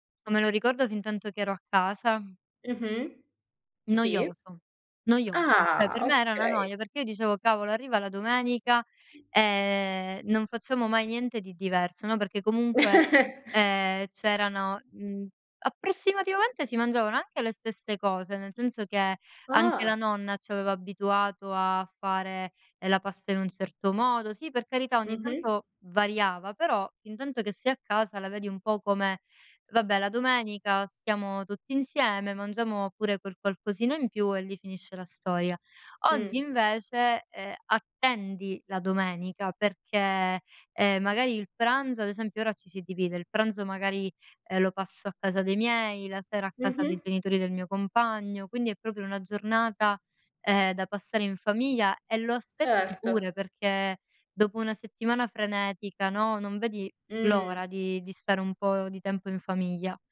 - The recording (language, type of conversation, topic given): Italian, podcast, Quali tradizioni ti fanno sentire a casa?
- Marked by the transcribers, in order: tapping; chuckle; stressed: "attendi"